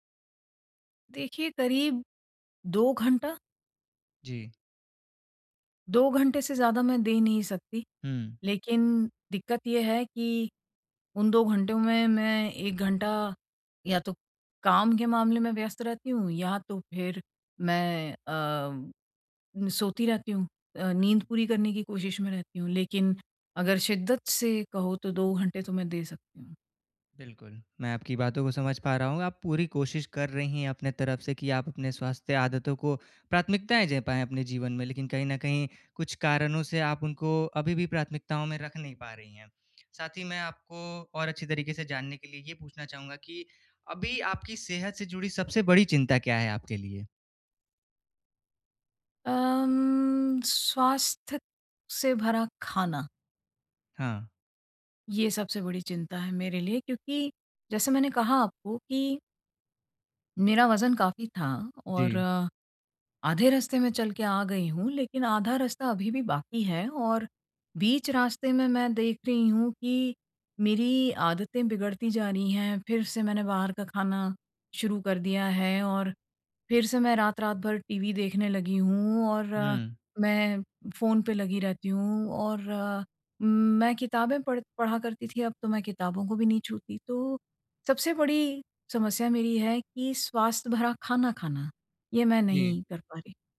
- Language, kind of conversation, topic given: Hindi, advice, जब मैं व्यस्त रहूँ, तो छोटी-छोटी स्वास्थ्य आदतों को रोज़ नियमित कैसे बनाए रखूँ?
- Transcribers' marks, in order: drawn out: "अम"